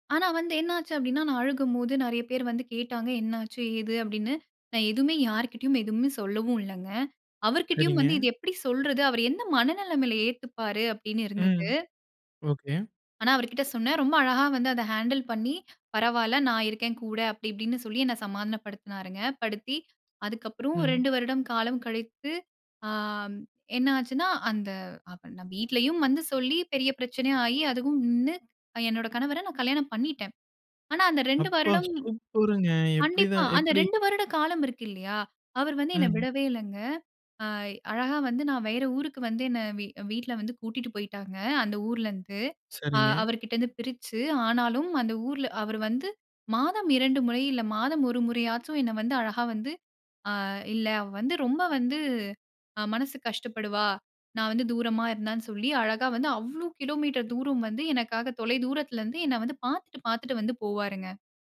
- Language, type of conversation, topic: Tamil, podcast, நீங்கள் அவரை முதலில் எப்படி சந்தித்தீர்கள்?
- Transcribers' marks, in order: in English: "ஹேண்டில்"; surprised: "அப்பா! சூப்பருங்க"